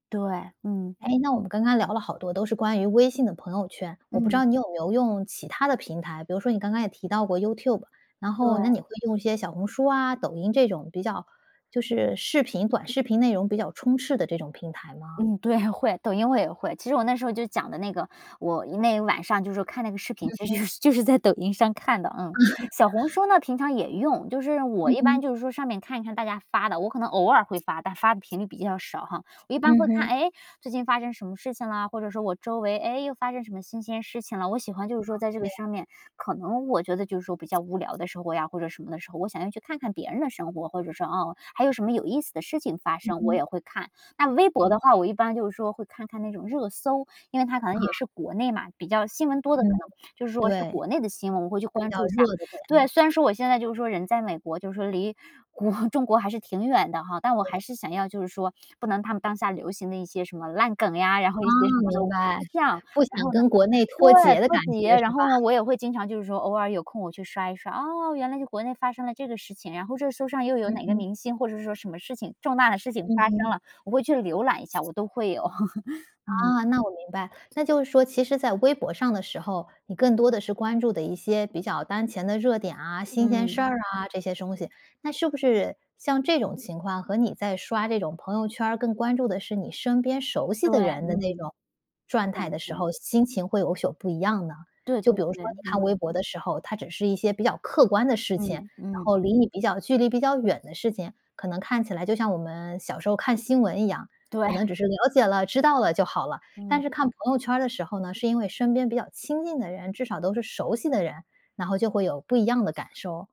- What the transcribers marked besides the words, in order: laughing while speaking: "对"; laughing while speaking: "就 就是在抖音上"; laugh; tapping; other background noise; laughing while speaking: "国"; laugh; "状态" said as "转态"; "有所" said as "有宿"
- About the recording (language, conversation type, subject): Chinese, podcast, 社交媒体会让你更孤单，还是让你与他人更亲近？
- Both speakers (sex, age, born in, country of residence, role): female, 30-34, China, United States, guest; female, 45-49, China, United States, host